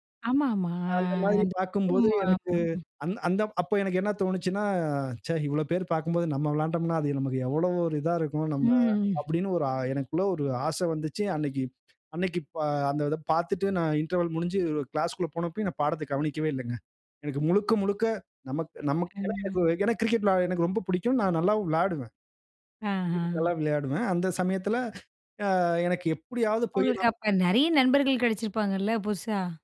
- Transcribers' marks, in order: drawn out: "ஆ"; other background noise; unintelligible speech; drawn out: "ம்"; in English: "இன்டர்வல்"; drawn out: "ம்"
- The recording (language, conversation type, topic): Tamil, podcast, பள்ளி அல்லது கல்லூரியில் உங்களுக்கு வாழ்க்கையில் திருப்புமுனையாக அமைந்த நிகழ்வு எது?